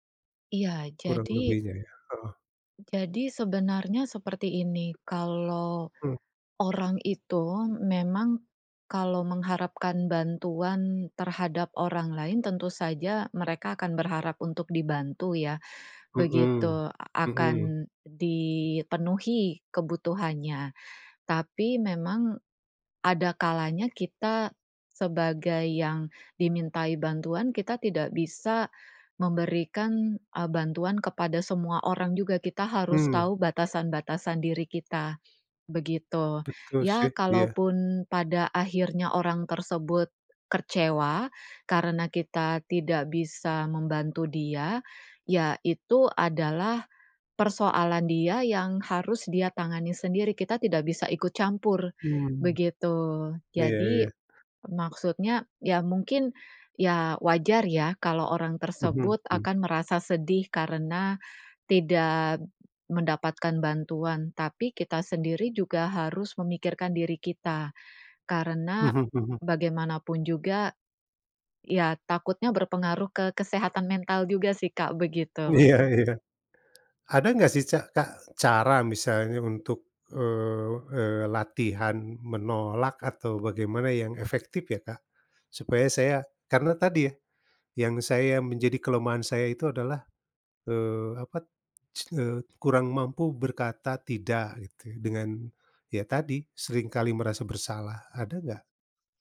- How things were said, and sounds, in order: tapping; "kecewa" said as "kercewa"; other background noise
- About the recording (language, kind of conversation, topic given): Indonesian, advice, Bagaimana cara mengatasi terlalu banyak komitmen sehingga saya tidak mudah kewalahan dan bisa berkata tidak?